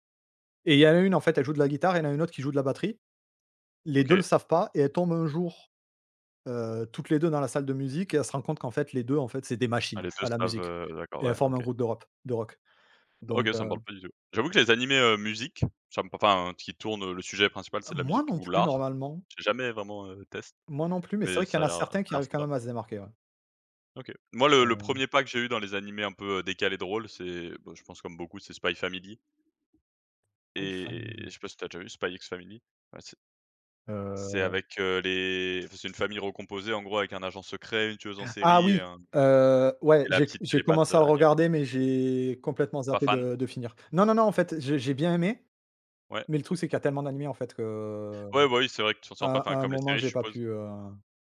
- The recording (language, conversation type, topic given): French, unstructured, Quelle série télé t’a le plus marqué récemment ?
- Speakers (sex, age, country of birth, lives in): male, 25-29, France, France; male, 35-39, France, France
- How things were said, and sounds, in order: stressed: "machines"; "Spy family" said as "I family"; unintelligible speech; drawn out: "que"